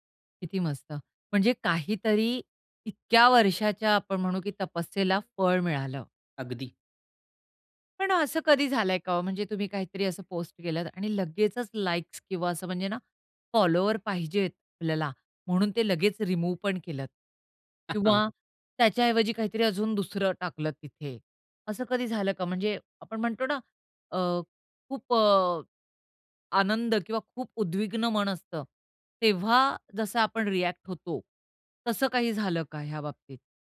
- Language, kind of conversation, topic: Marathi, podcast, सोशल मीडियामुळे यशाबद्दल तुमची कल्पना बदलली का?
- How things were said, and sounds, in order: chuckle; in English: "रिमूव्ह"